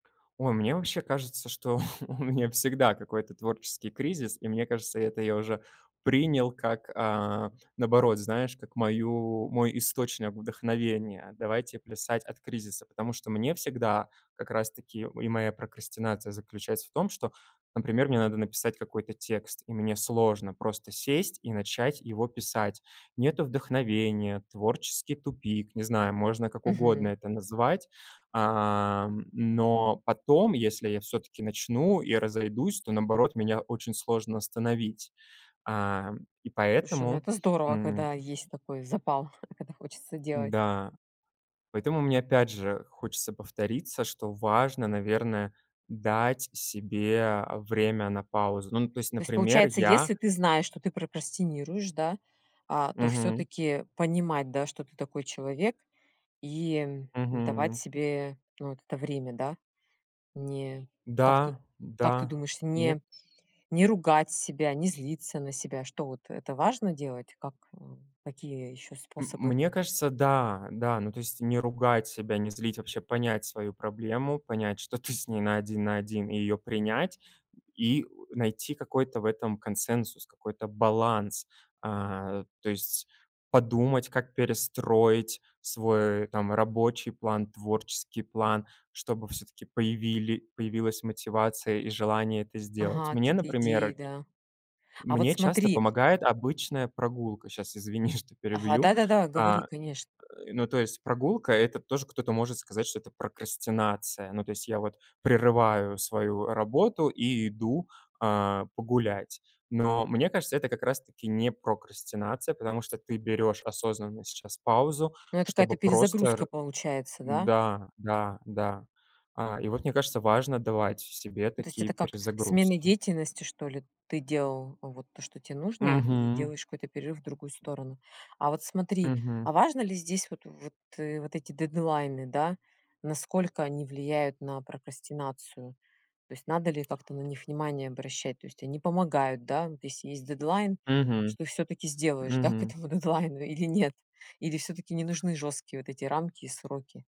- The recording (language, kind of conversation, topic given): Russian, podcast, Как ты борешься с прокрастинацией в творчестве?
- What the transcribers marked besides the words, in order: chuckle; laughing while speaking: "у меня всегда какой-то"; other background noise; laughing while speaking: "когда"; chuckle; laughing while speaking: "да, к этому дедлайну или нет?"